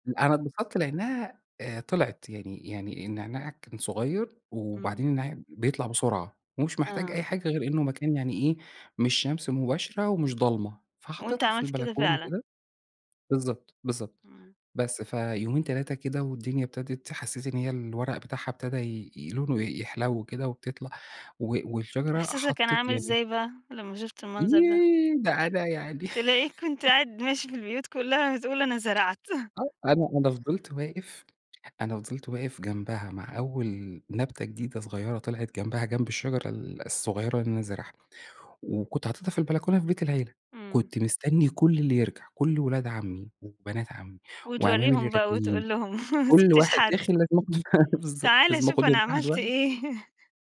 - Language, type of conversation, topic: Arabic, podcast, إيه اللي اتعلمته من رعاية نبتة؟
- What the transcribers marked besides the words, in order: laugh; tapping; chuckle; laugh; chuckle